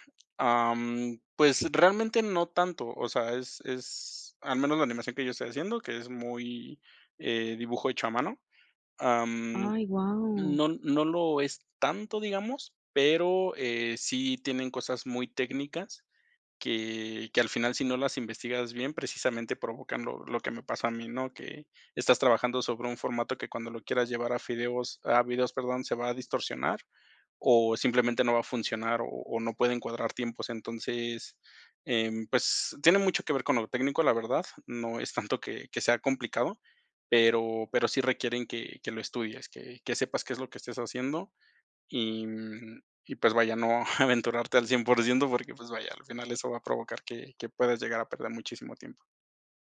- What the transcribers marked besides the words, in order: laughing while speaking: "no aventurarte"
- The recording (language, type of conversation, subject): Spanish, podcast, ¿Cómo recuperas la confianza después de fallar?